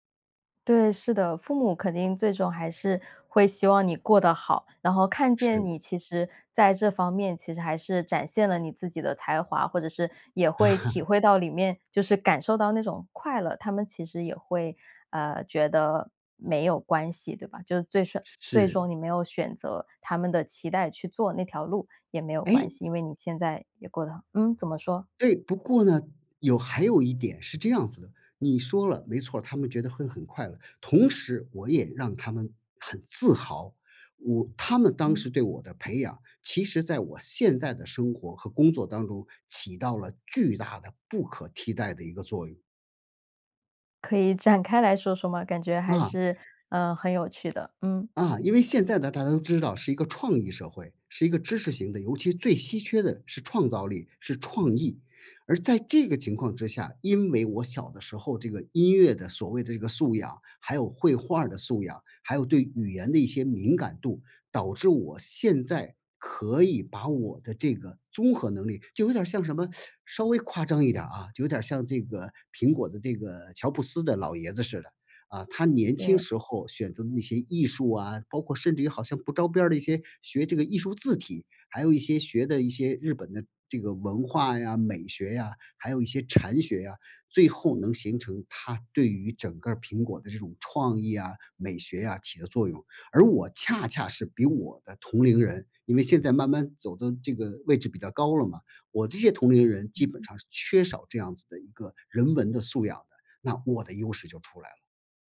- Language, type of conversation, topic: Chinese, podcast, 父母的期待在你成长中起了什么作用？
- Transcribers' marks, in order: laugh; "最终" said as "最顺"; laughing while speaking: "展开来"; teeth sucking